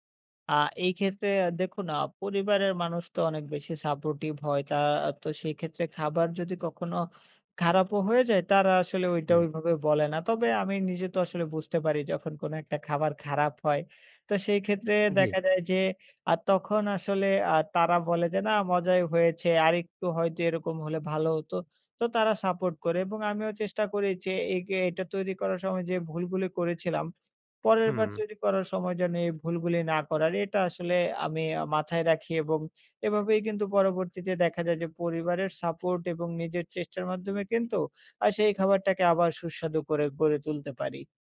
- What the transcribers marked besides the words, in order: in English: "supportive"
- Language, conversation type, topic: Bengali, podcast, বাড়ির রান্নার মধ্যে কোন খাবারটি আপনাকে সবচেয়ে বেশি সুখ দেয়?